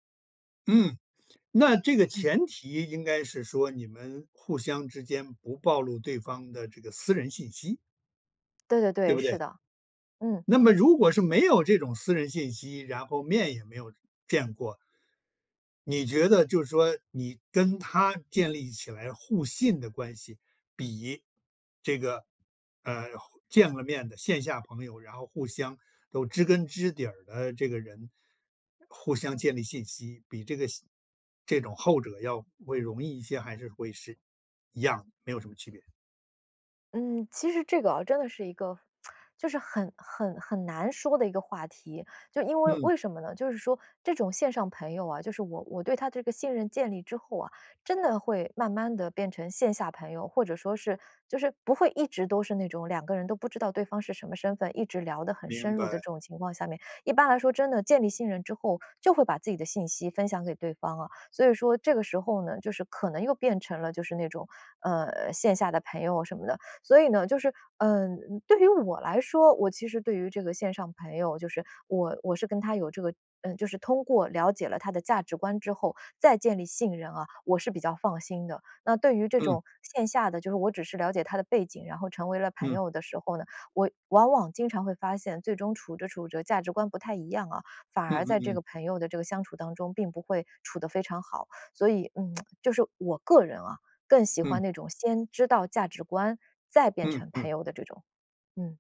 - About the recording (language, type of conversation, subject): Chinese, podcast, 你怎么看线上朋友和线下朋友的区别？
- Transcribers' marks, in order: other background noise; lip smack; tsk